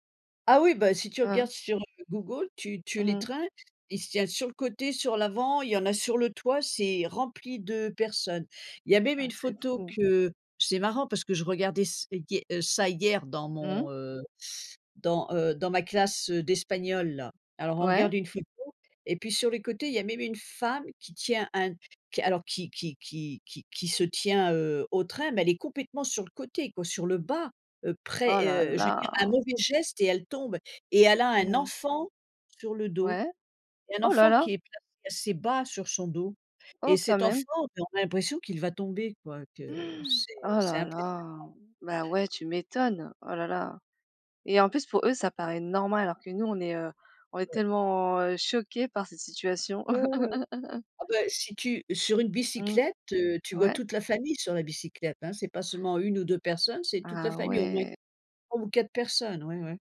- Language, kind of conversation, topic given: French, unstructured, Qu’est-ce qui rend un voyage vraiment inoubliable ?
- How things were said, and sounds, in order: gasp; tapping; stressed: "normal"; laugh